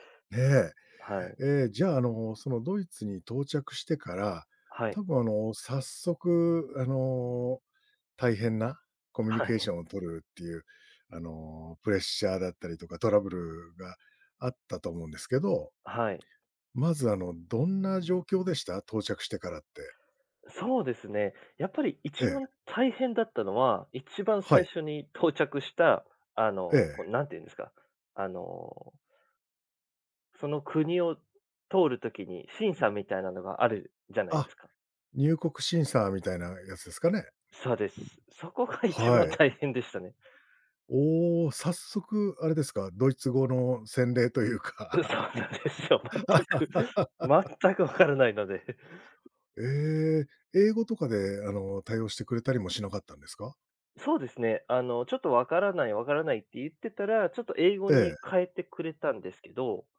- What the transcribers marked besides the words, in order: laughing while speaking: "大変でしたね"; tapping; laughing while speaking: "う、そうなんですよ"; chuckle; laugh
- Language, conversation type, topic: Japanese, podcast, 言葉が通じない場所で、どのようにコミュニケーションを取りますか？